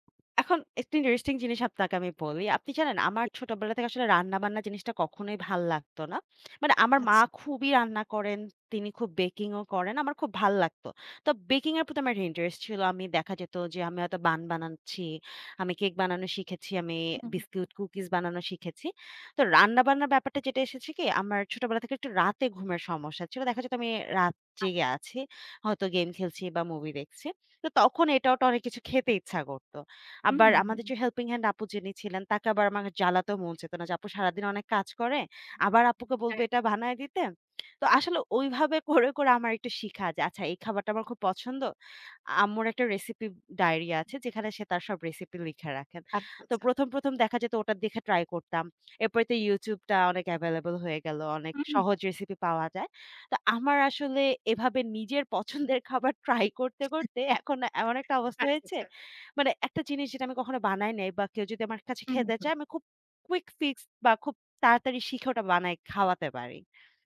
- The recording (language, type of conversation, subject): Bengali, podcast, সপ্তাহের মেনু তুমি কীভাবে ঠিক করো?
- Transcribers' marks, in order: other background noise; tapping; lip smack